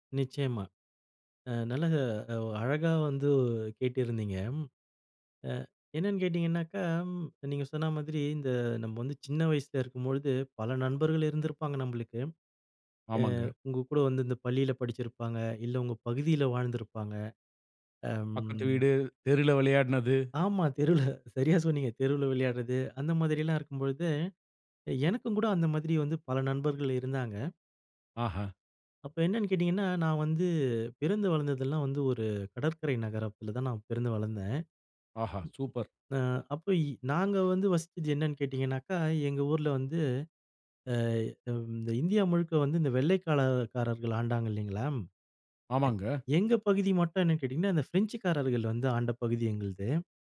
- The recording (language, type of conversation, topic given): Tamil, podcast, பால்யகாலத்தில் நடந்த மறக்கமுடியாத ஒரு நட்பு நிகழ்வைச் சொல்ல முடியுமா?
- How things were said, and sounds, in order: laughing while speaking: "தெருவுல சரியாக சொன்னீங்க"; other noise